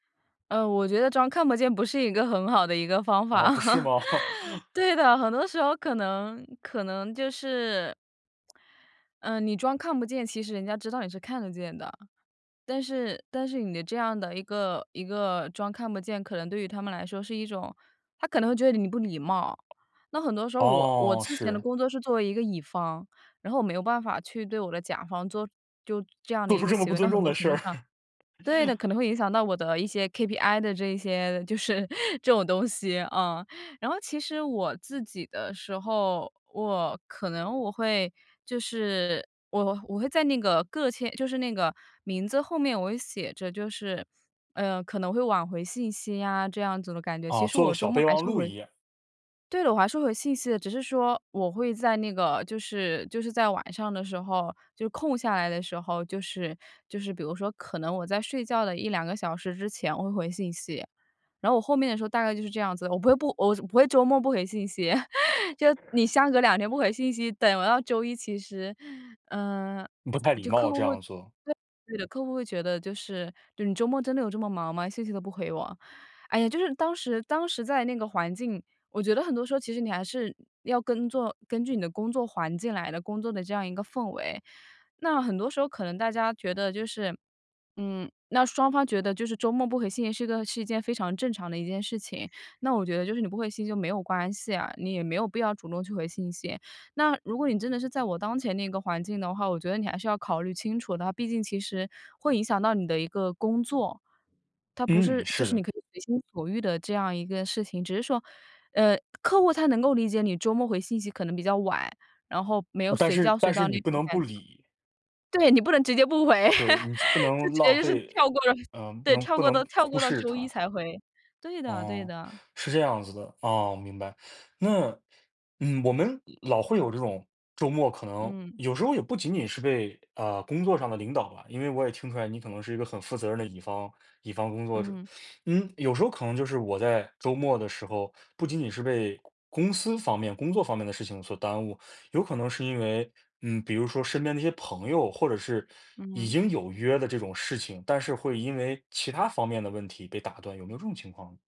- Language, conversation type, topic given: Chinese, podcast, 你平时有什么办法避免周末被工作侵占？
- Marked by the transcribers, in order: chuckle; laughing while speaking: "对的"; other background noise; laugh; laughing while speaking: "就是"; tapping; chuckle; laughing while speaking: "你不能直接不回，就直接就是跳过了"